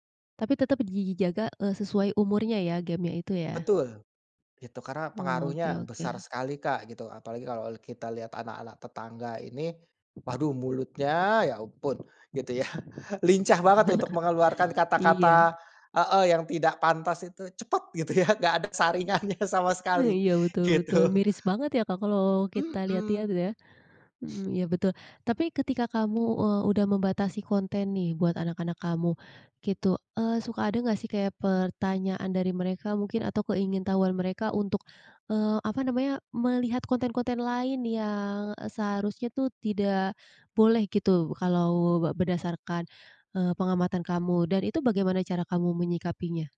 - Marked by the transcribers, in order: tapping; wind; laughing while speaking: "ya"; chuckle; laughing while speaking: "ya"; laughing while speaking: "saringannya"; laughing while speaking: "gitu"
- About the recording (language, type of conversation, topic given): Indonesian, podcast, Bagaimana kamu mengatur penggunaan gawai anak di rumah?